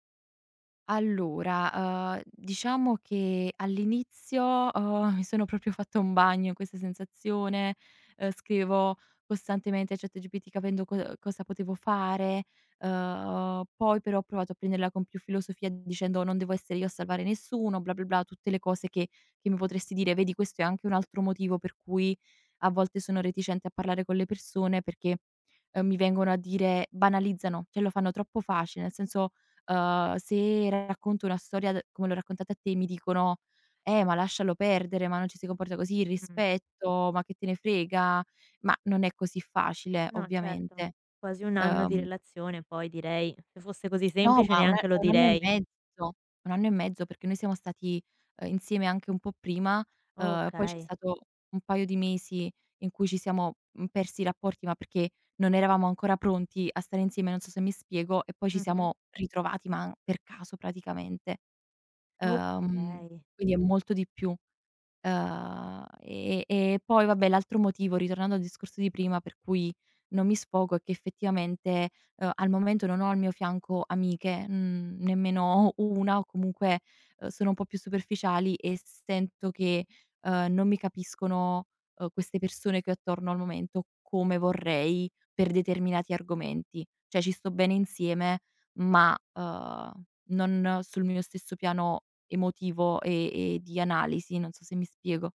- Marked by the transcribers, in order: "proprio" said as "propio"; "cioè" said as "ceh"; "Cioè" said as "ceh"
- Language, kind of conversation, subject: Italian, advice, Come vivi le ricadute emotive durante gli anniversari o quando ti trovi in luoghi legati alla relazione?